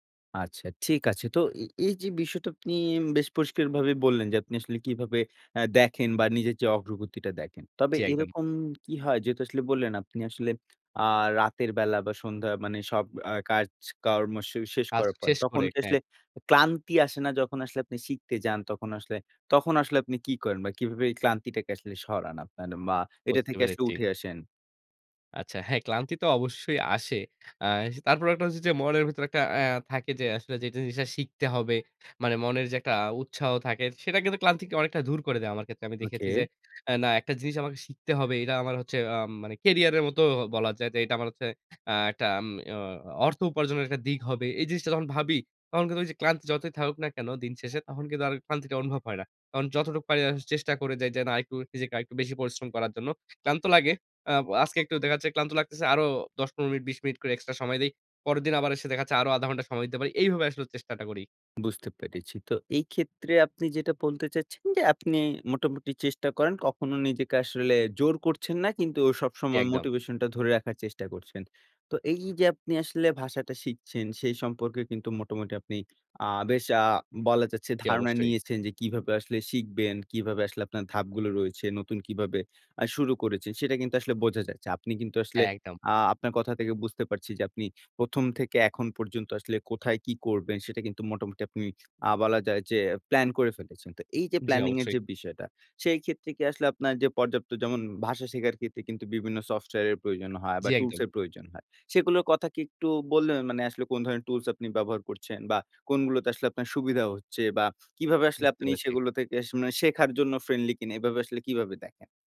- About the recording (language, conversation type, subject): Bengali, podcast, নতুন কিছু শেখা শুরু করার ধাপগুলো কীভাবে ঠিক করেন?
- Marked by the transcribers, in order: none